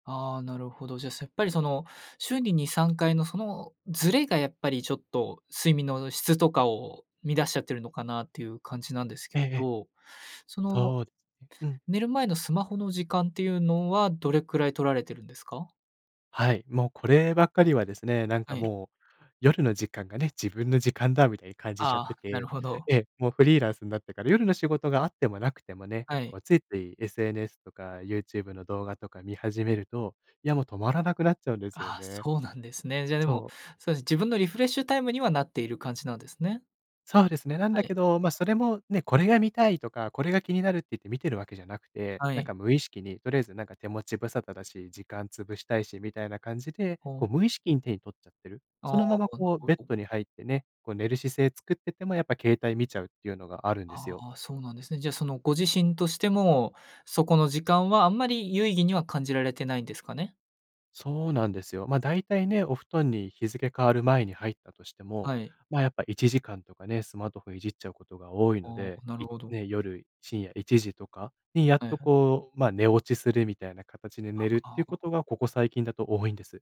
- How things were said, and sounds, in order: none
- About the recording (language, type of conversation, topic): Japanese, advice, 夜に寝つけず睡眠リズムが乱れているのですが、どうすれば整えられますか？